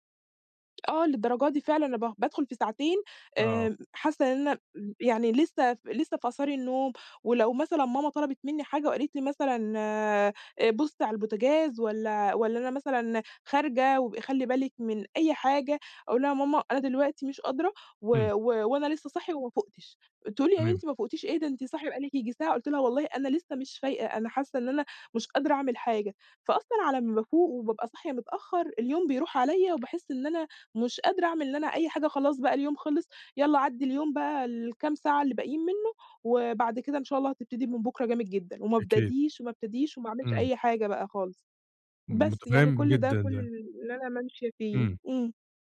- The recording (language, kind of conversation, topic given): Arabic, advice, إزاي أقدر أصحى بنشاط وحيوية وأعمل روتين صباحي يديني طاقة؟
- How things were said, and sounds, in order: tapping; "وما ابتديش" said as "ما ابدديش"; "عايشة" said as "مامشية"